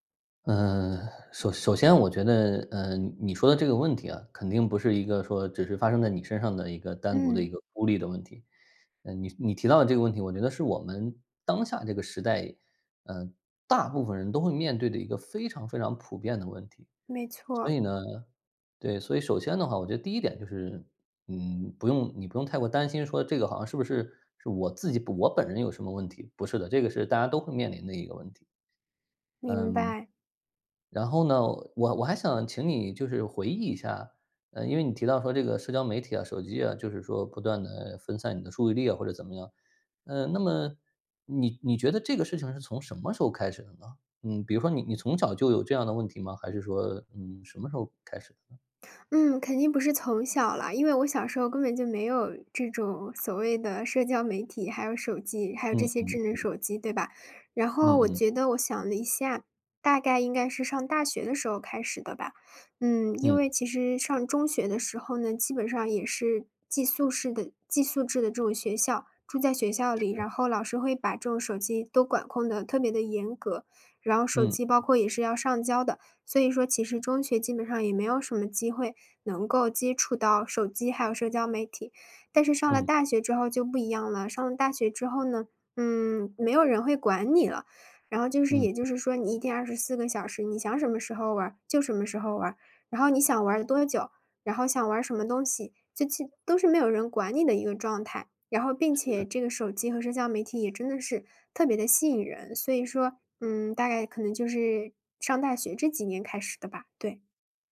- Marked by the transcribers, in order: other background noise
- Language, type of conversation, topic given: Chinese, advice, 社交媒体和手机如何不断分散你的注意力？